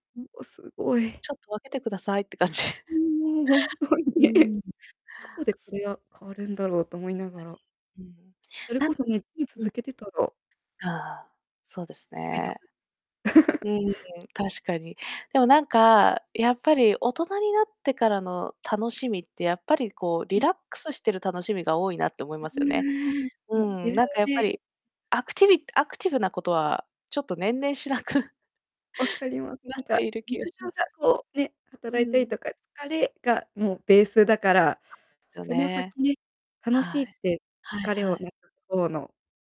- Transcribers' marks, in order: laughing while speaking: "感じ"; laughing while speaking: "本当にね"; distorted speech; laugh; chuckle
- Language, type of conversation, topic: Japanese, unstructured, 日常の小さな楽しみは何ですか？
- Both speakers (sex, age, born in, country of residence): female, 30-34, Japan, Poland; female, 30-34, Japan, United States